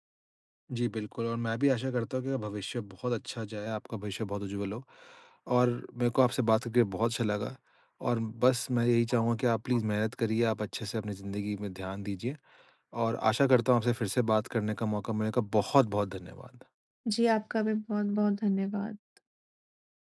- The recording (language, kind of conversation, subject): Hindi, advice, नौकरी छूटने के बाद भविष्य की अनिश्चितता के बारे में आप क्या महसूस कर रहे हैं?
- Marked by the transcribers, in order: in English: "प्लीज़"